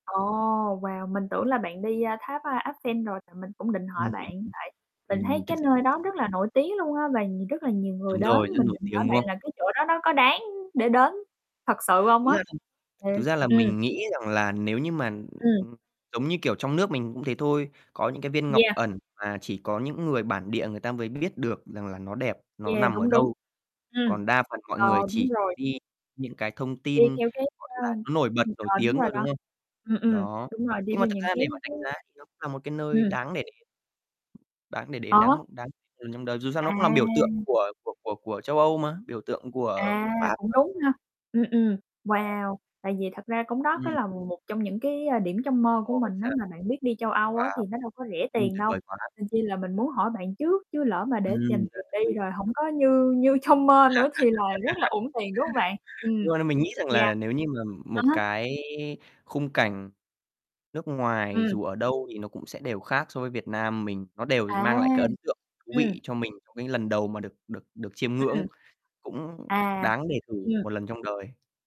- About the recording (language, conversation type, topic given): Vietnamese, unstructured, Điểm đến trong mơ của bạn là nơi nào?
- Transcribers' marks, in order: distorted speech; static; tapping; other noise; unintelligible speech; other background noise; unintelligible speech; unintelligible speech; unintelligible speech; laugh; laughing while speaking: "trong"